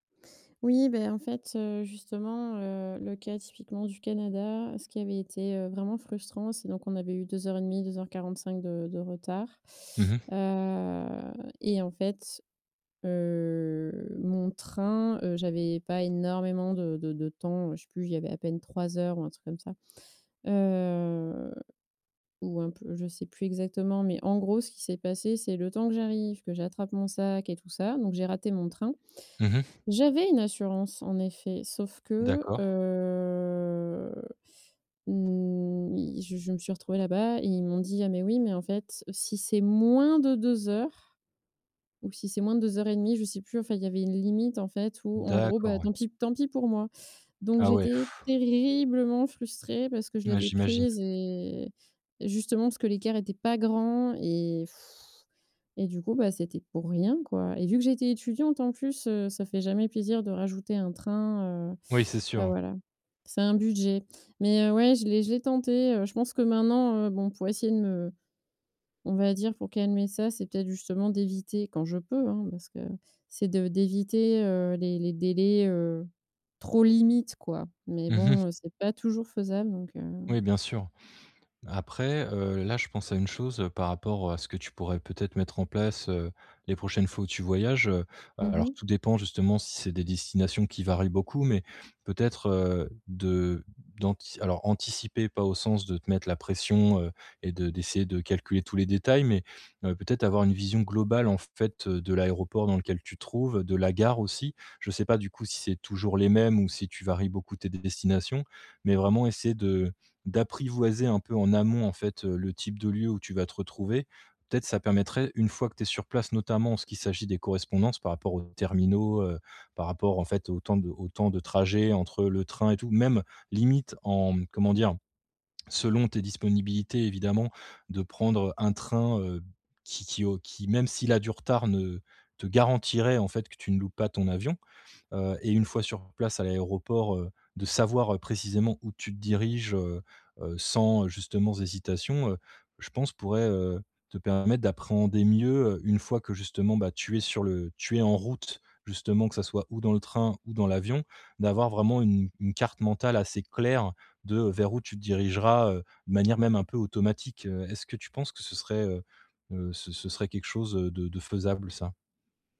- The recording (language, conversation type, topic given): French, advice, Comment réduire mon anxiété lorsque je me déplace pour des vacances ou des sorties ?
- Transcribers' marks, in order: drawn out: "heu"; other background noise; drawn out: "heu"; drawn out: "Heu"; stressed: "J'avais"; drawn out: "heu, n"; stressed: "moins"; stressed: "terriblement"; blowing; drawn out: "et"; blowing; stressed: "limites"; stressed: "d'apprivoiser"; "hésitation" said as "zésitation"; stressed: "en route"